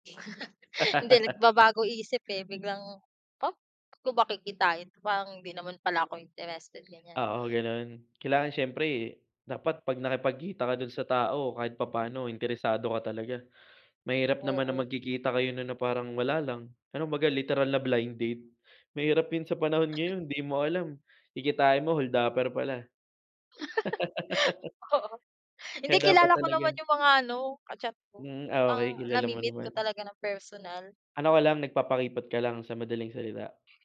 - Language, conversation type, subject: Filipino, unstructured, Paano mo ilalarawan ang isang magandang relasyon, at ano ang pinakamahalagang katangian na hinahanap mo sa isang kapareha?
- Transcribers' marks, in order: other background noise; chuckle; laugh; tapping; chuckle; laugh; laughing while speaking: "Oo"; laugh